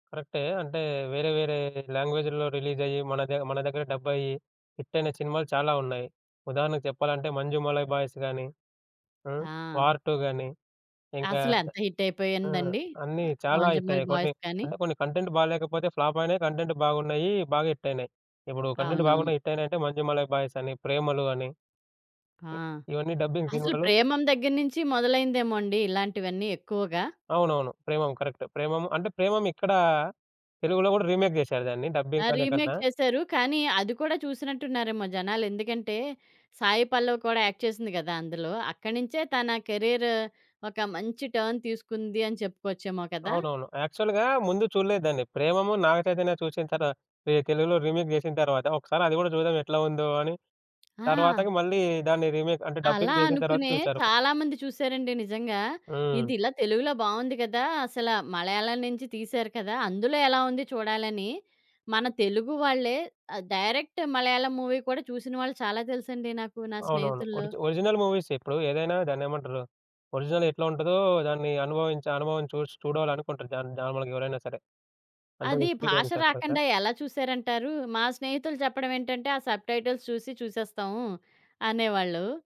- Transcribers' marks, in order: in English: "రిలీజ్"; in English: "డబ్"; in English: "హిట్"; other background noise; in English: "హిట్"; in English: "హిట్"; in English: "కంటెంట్"; in English: "ఫ్లాప్"; in English: "కంటెంట్"; in English: "హిట్"; in English: "కంటెంట్"; background speech; in English: "హిట్"; in English: "డబ్బింగ్"; in English: "కరెక్ట్"; in English: "రీమేక్"; in English: "డబ్బింగ్"; in English: "రీమేక్"; in English: "యాక్ట్"; in English: "కెరియర్"; in English: "టర్న్"; in English: "యాక్చువల్‌గా"; in English: "రీమేక్"; tapping; in English: "రీమేక్"; in English: "డబ్బింగ్"; in English: "డైరెక్ట్"; in English: "ఒరిజి ఒరిజినల్ మూవీస్"; in English: "ఒరిజినల్"; in English: "నార్మల్‌గా"; in English: "ఎక్స్పీరియన్స్"; in English: "సబ్-టైటిల్స్"
- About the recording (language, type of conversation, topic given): Telugu, podcast, డబ్బింగ్ లేదా ఉపశీర్షికలు—మీ అభిప్రాయం ఏమిటి?
- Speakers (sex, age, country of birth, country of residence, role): female, 45-49, India, India, host; male, 25-29, India, India, guest